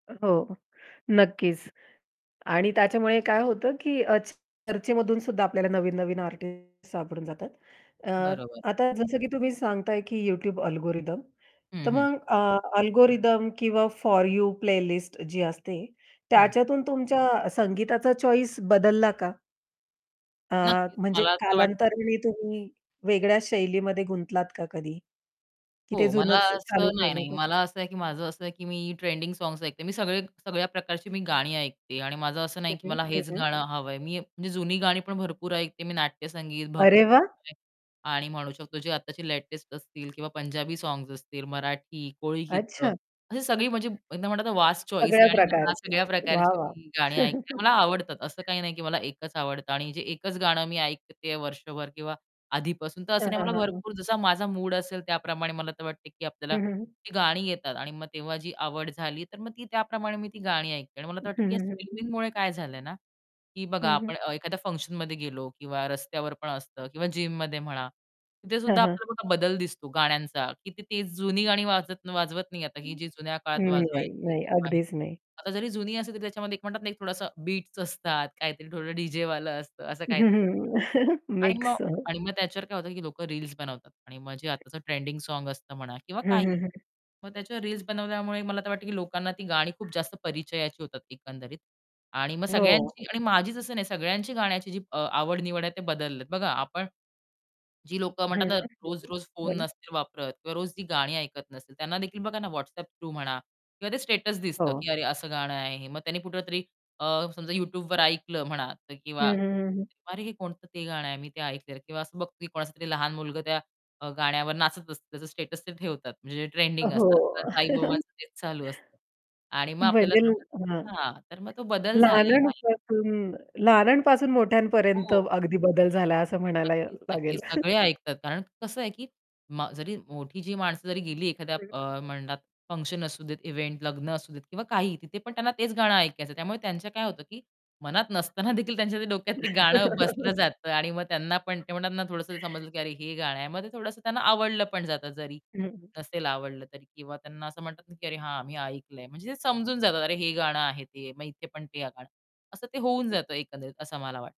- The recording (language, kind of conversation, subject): Marathi, podcast, प्रवाही माध्यमांमुळे तुमची गाणी निवडण्याची पद्धत बदलली आहे का?
- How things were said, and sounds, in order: distorted speech; static; in English: "अल्गोरिदम"; in English: "अल्गोरिदम"; in English: "फॉर यू प्लेलिस्ट"; in English: "चॉइस"; tapping; other background noise; in English: "चॉइस"; laugh; in English: "फंक्शनमध्ये"; in English: "जिममध्ये"; laughing while speaking: "मिक्स"; in English: "थ्रू"; in English: "स्टेटस"; in English: "स्टेटस"; laugh; chuckle; in English: "फंक्शन"; in English: "इवेंट"; laughing while speaking: "नसताना देखील"; chuckle